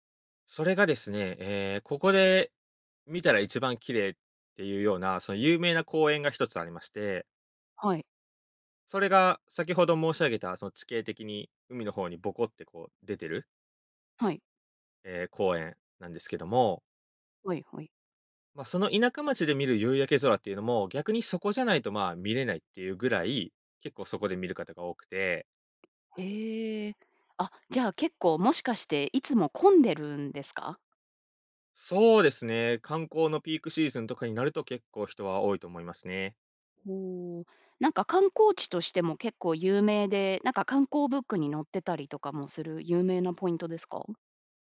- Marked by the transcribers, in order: tapping
- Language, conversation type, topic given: Japanese, podcast, 自然の中で最も感動した体験は何ですか？